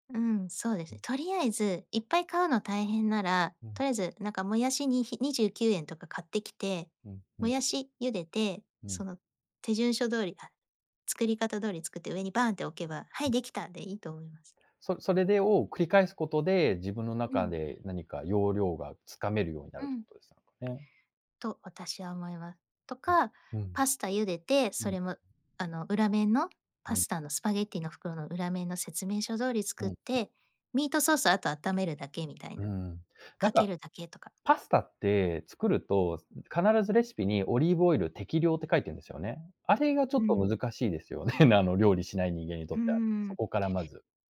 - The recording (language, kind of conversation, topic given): Japanese, podcast, 誰かのために作った料理の中で、いちばん思い出深いものは何ですか？
- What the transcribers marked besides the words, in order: unintelligible speech; other background noise; unintelligible speech; tapping